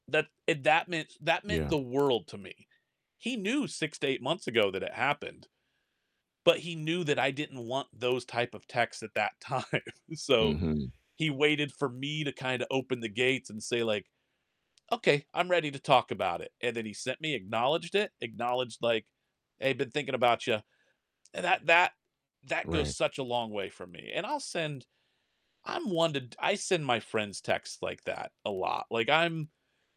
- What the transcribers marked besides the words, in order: distorted speech; static; laughing while speaking: "time"
- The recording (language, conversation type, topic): English, unstructured, How do you show someone you care in a relationship?
- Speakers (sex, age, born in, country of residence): male, 40-44, United States, United States; male, 45-49, United States, United States